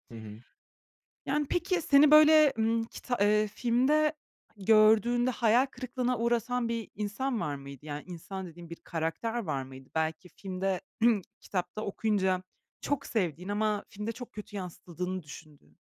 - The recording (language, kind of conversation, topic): Turkish, podcast, Favori bir kitabının filme uyarlanması hakkında ne düşünüyorsun, neden?
- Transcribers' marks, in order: throat clearing; stressed: "çok"